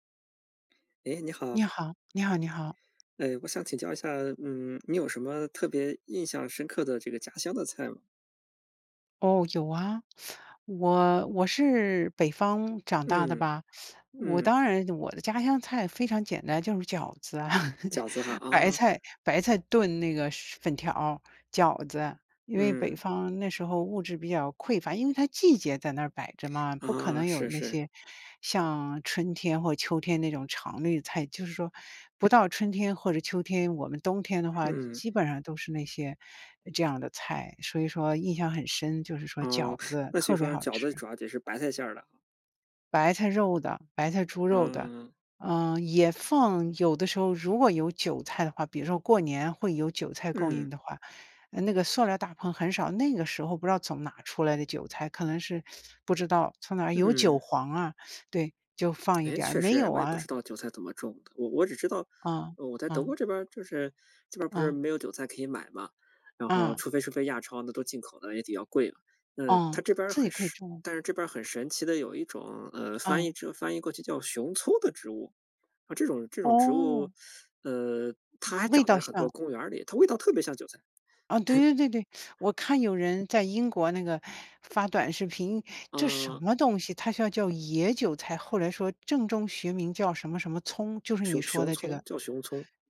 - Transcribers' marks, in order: other background noise; tapping; teeth sucking; teeth sucking; laugh; lip smack; teeth sucking; "也是" said as "迪是"; teeth sucking; chuckle
- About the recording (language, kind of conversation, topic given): Chinese, unstructured, 你最喜欢的家常菜是什么？